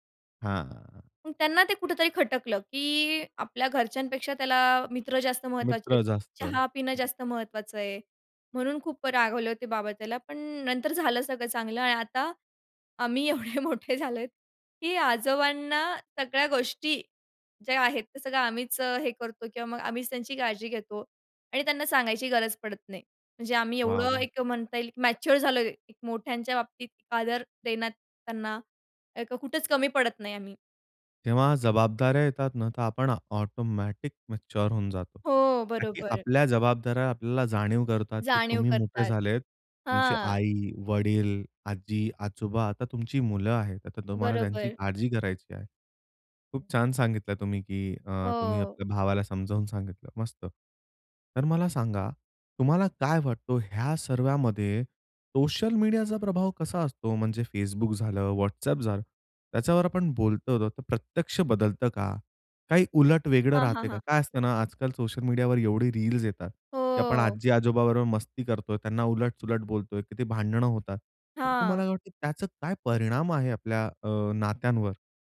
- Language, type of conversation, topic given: Marathi, podcast, वृद्ध आणि तरुण यांचा समाजातील संवाद तुमच्या ठिकाणी कसा असतो?
- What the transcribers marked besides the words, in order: other background noise; other noise; laughing while speaking: "आम्ही एवढे मोठे झालो आहोत"; drawn out: "हो"